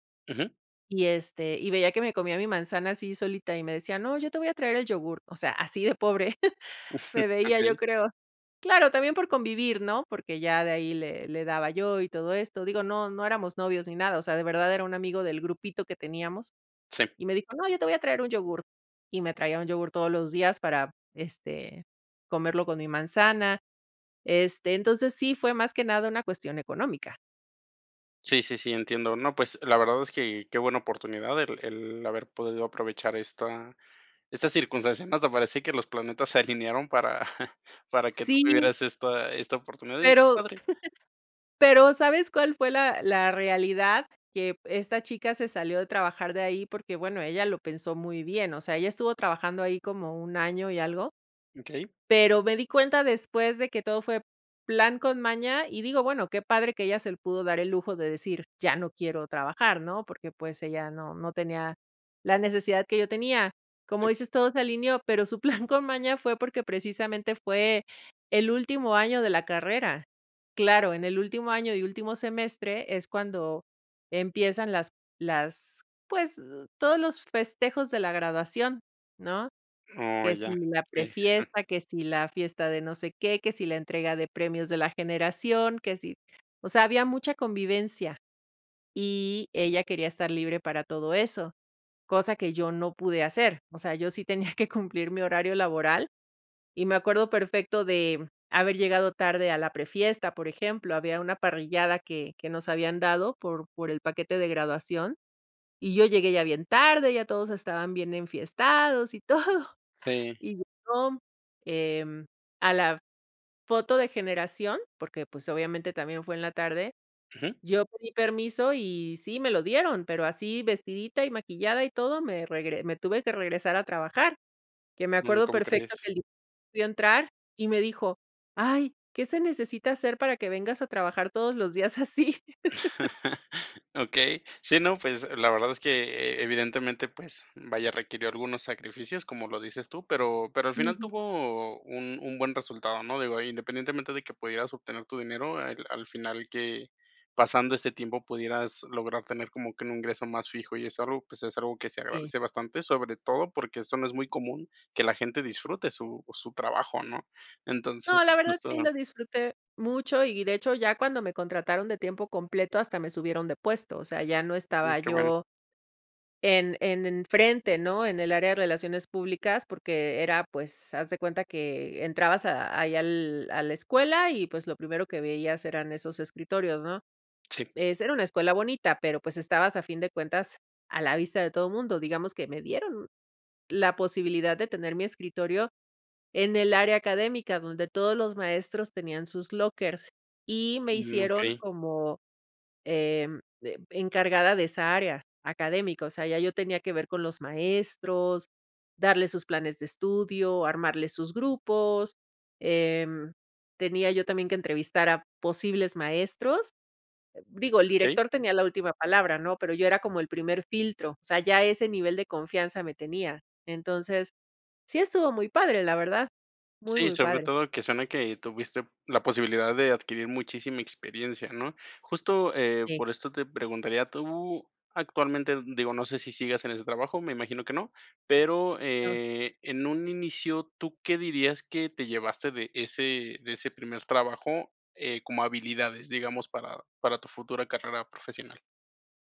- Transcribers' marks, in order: chuckle; chuckle; chuckle; laughing while speaking: "plan con maña"; chuckle; other background noise; chuckle; laughing while speaking: "todo"; tapping; chuckle; laughing while speaking: "así?"
- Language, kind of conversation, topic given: Spanish, podcast, ¿Cuál fue tu primer trabajo y qué aprendiste de él?